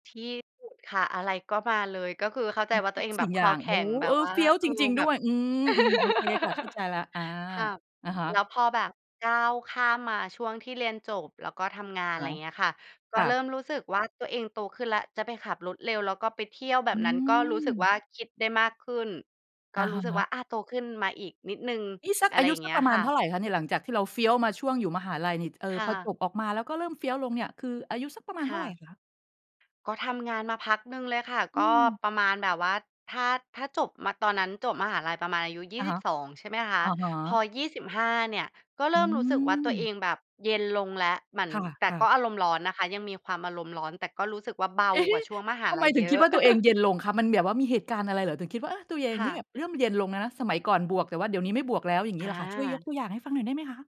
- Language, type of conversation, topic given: Thai, podcast, ช่วงไหนในชีวิตที่คุณรู้สึกว่าตัวเองเติบโตขึ้นมากที่สุด และเพราะอะไร?
- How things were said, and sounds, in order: laugh; other background noise; chuckle